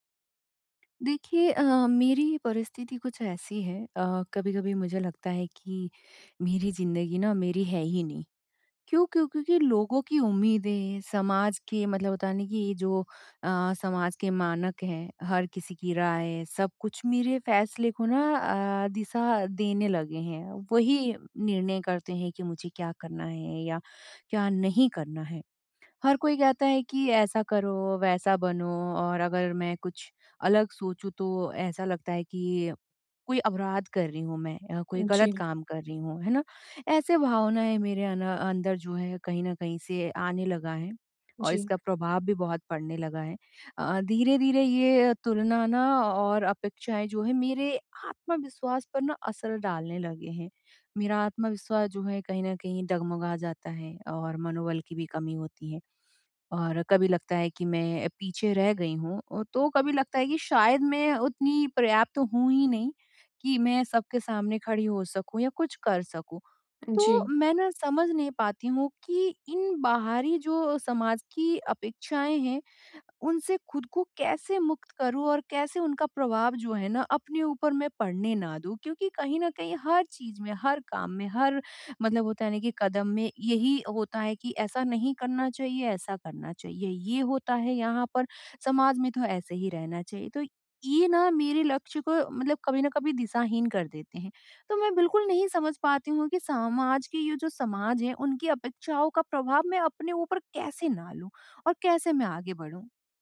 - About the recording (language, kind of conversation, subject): Hindi, advice, लोगों की अपेक्षाओं के चलते मैं अपनी तुलना करना कैसे बंद करूँ?
- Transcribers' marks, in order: other background noise